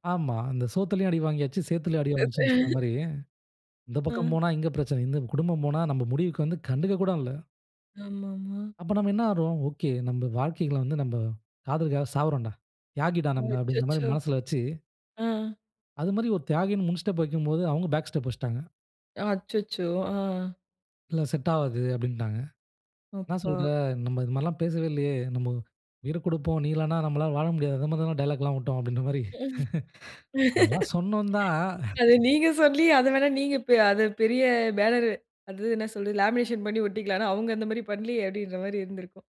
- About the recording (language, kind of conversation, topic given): Tamil, podcast, குடும்பம் உங்கள் முடிவுக்கு எப்படி பதிலளித்தது?
- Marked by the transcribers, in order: laugh; in English: "பேக் ஸ்டெப்"; other noise; laugh; laughing while speaking: "மாரி அதெல்லாம் சொன்னோம் தா"; drawn out: "சொன்னோம் தா"; other background noise; in English: "லேமினேஷன்"